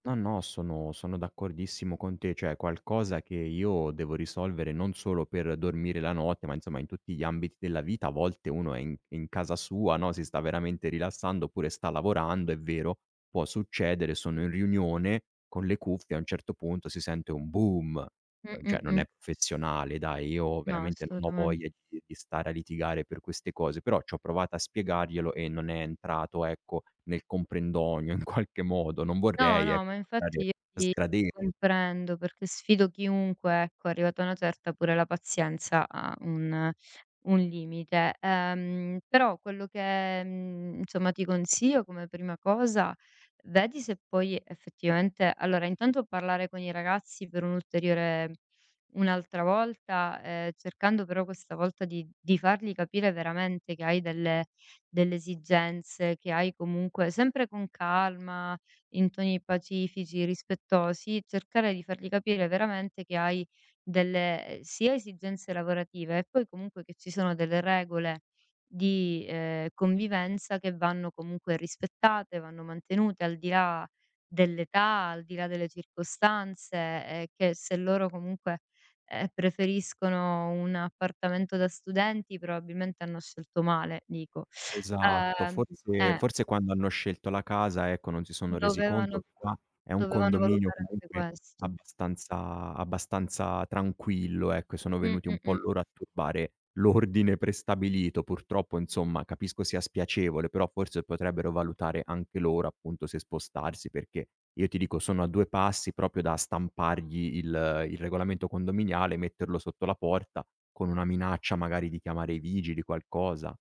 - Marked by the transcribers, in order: laughing while speaking: "in qualche modo"; "consiglio" said as "consio"; teeth sucking
- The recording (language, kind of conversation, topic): Italian, advice, Come posso gestire un conflitto con i vicini o una controversia sulle regole condominiali?